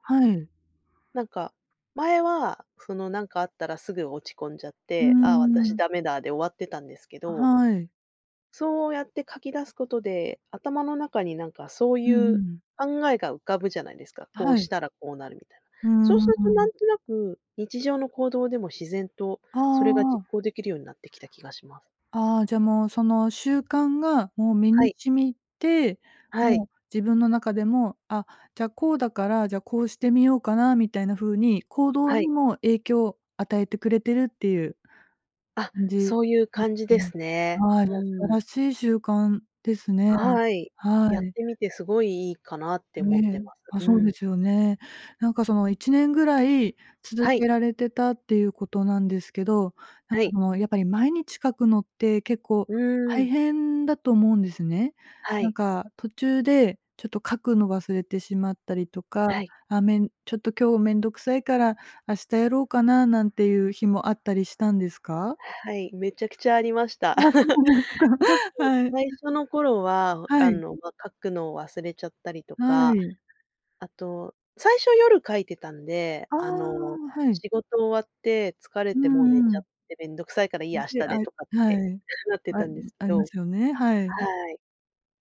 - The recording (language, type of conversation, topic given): Japanese, podcast, 自分を変えた習慣は何ですか？
- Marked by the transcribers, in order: laughing while speaking: "ああ、そうですか"; laugh; chuckle